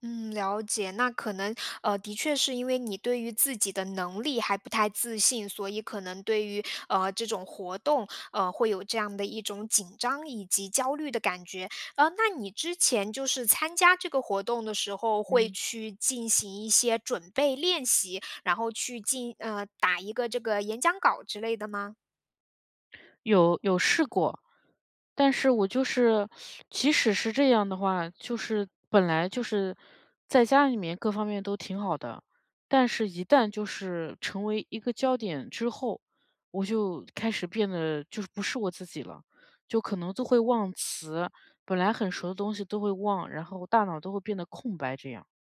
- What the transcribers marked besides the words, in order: teeth sucking
- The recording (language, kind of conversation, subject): Chinese, advice, 在群体中如何更自信地表达自己的意见？